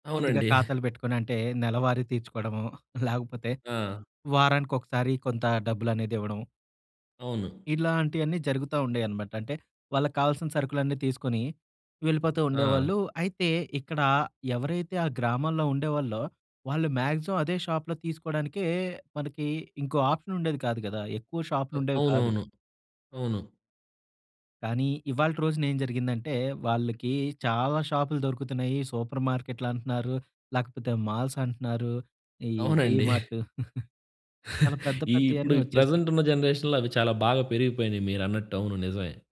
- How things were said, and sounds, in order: in English: "మాక్సిమం"; in English: "సూపర్"; in English: "మాల్స్"; in English: "డీమార్ట్"; chuckle; in English: "జనరేషన్‌లో"
- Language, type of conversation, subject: Telugu, podcast, మీ ఊరిలోని చిన్న వ్యాపారాలు సాంకేతికతను ఎలా స్వీకరిస్తున్నాయి?